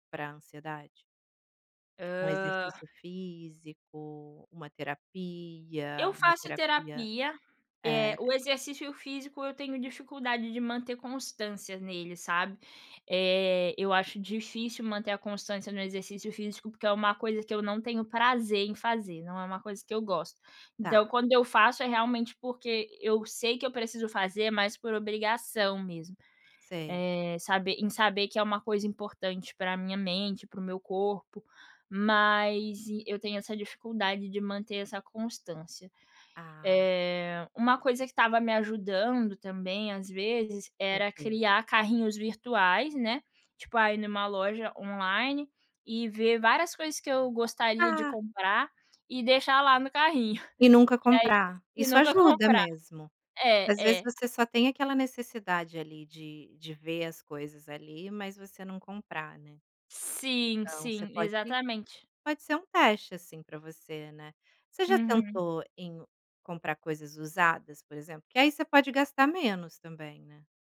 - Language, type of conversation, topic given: Portuguese, advice, Como posso superar a dificuldade de manter um orçamento mensal consistente?
- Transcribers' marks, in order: unintelligible speech